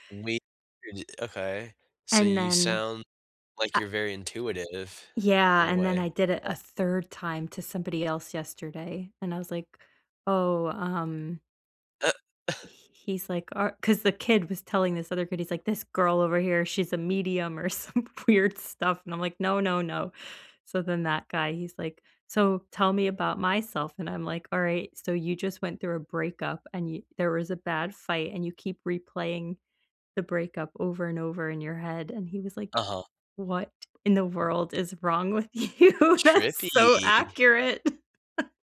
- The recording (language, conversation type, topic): English, unstructured, How can I act on something I recently learned about myself?
- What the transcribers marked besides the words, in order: other background noise; tapping; chuckle; laughing while speaking: "some weird"; laughing while speaking: "you?"; chuckle